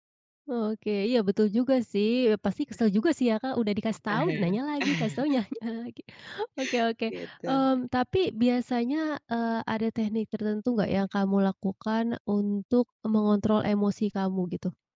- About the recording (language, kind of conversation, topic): Indonesian, podcast, Bagaimana kamu mengatur emosi supaya tidak meledak saat berdebat?
- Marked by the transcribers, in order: chuckle